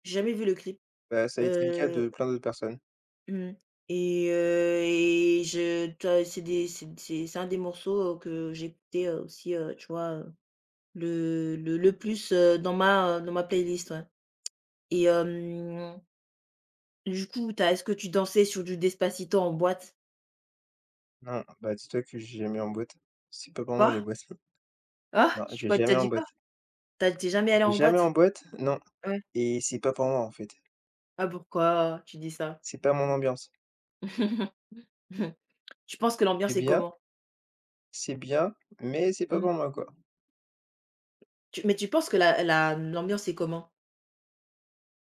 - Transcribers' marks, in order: chuckle; chuckle; tapping
- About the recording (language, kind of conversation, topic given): French, unstructured, Pourquoi, selon toi, certaines chansons deviennent-elles des tubes mondiaux ?
- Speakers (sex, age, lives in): female, 20-24, France; male, 20-24, France